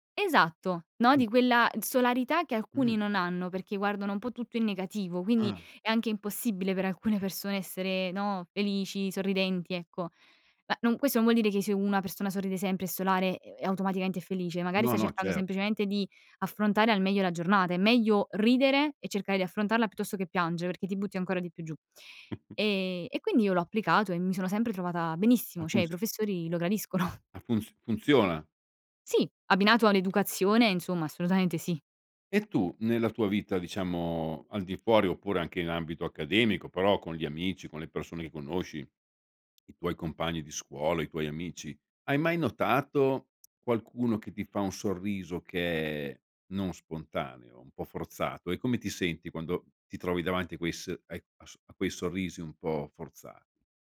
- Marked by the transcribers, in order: snort; laughing while speaking: "gradiscono"; swallow; lip smack
- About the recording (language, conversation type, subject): Italian, podcast, Come può un sorriso cambiare un incontro?